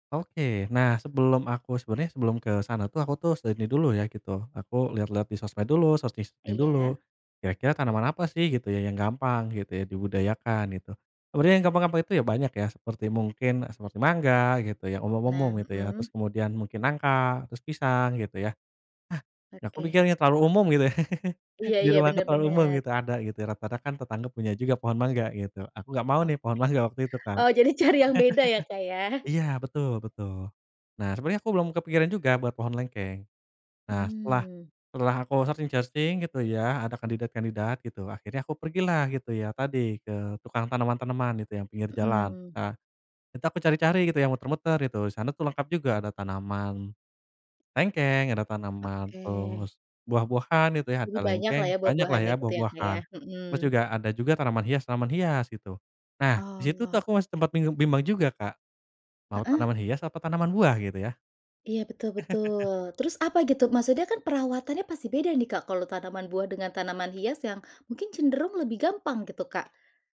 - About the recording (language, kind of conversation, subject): Indonesian, podcast, Bagaimana cara memulai hobi baru tanpa takut gagal?
- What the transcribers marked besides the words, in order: in English: "searching-searching"; chuckle; laughing while speaking: "cari"; other background noise; chuckle; in English: "searching-searching"; tapping; chuckle